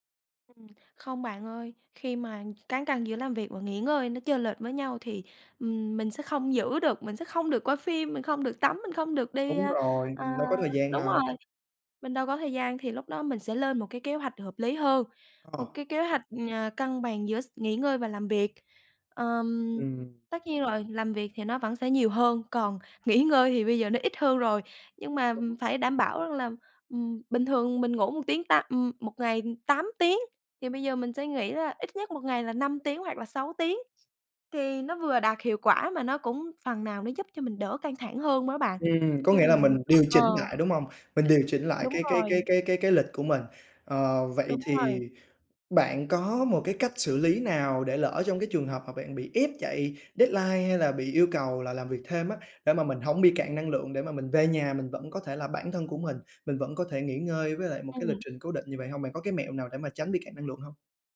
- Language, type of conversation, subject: Vietnamese, podcast, Bạn cân bằng giữa công việc và nghỉ ngơi như thế nào?
- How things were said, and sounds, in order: tapping; laughing while speaking: "nghỉ"; unintelligible speech; background speech; other background noise; in English: "deadline"